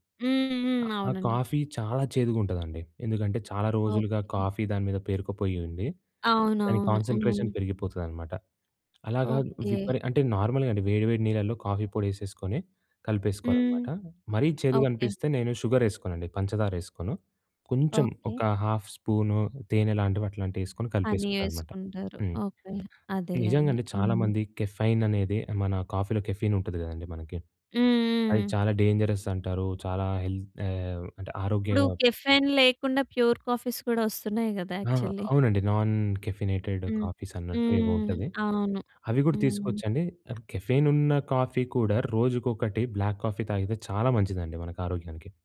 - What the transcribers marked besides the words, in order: other background noise; in English: "కాఫీ"; in English: "కాఫీ"; in English: "కాన్సంట్రేషన్"; in English: "నార్మల్‌గా"; in English: "కాఫీ"; in English: "షుగర్"; in English: "హాఫ్"; in English: "కెఫైన్"; in English: "కాఫీలో కెఫీన్"; in English: "డేంజరస్"; in English: "హెల్త్"; in English: "కెఫైన్"; in English: "ప్యూర్ కాఫీస్"; in English: "యాక్చువల్లీ"; in English: "నాన్ కెఫినేటెడ్ కాఫీస్"; in English: "కెఫెన్"; in English: "కాఫీ"; in English: "బ్లాక్ కాఫీ"
- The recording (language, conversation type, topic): Telugu, podcast, రోజంతా శక్తిని నిలుపుకోవడానికి మీరు ఏ అలవాట్లు పాటిస్తారు?